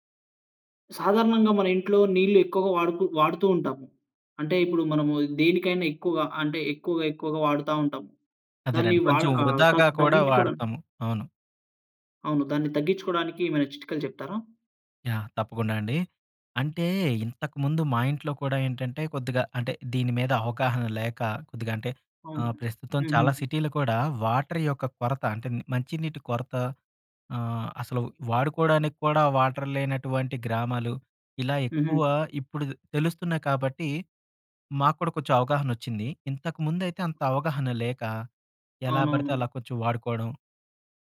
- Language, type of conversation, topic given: Telugu, podcast, ఇంట్లో నీటిని ఆదా చేసి వాడడానికి ఏ చిట్కాలు పాటించాలి?
- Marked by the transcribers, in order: in English: "సిటీలో"; in English: "వాటర్"; in English: "వాటర్"; other background noise